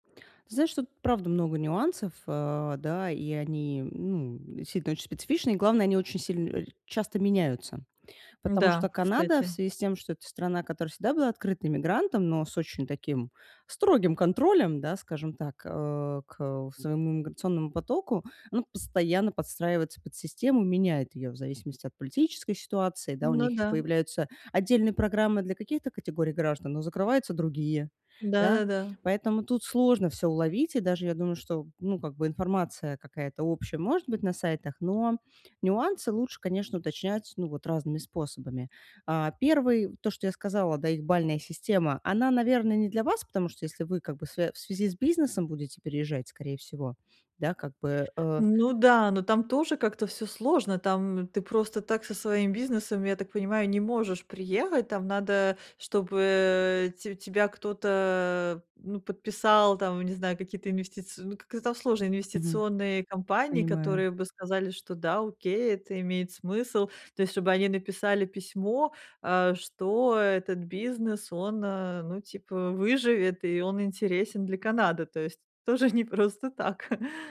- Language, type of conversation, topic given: Russian, advice, Как мне заранее выявить возможные препятствия и подготовиться к ним?
- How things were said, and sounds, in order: tapping; laughing while speaking: "не просто так"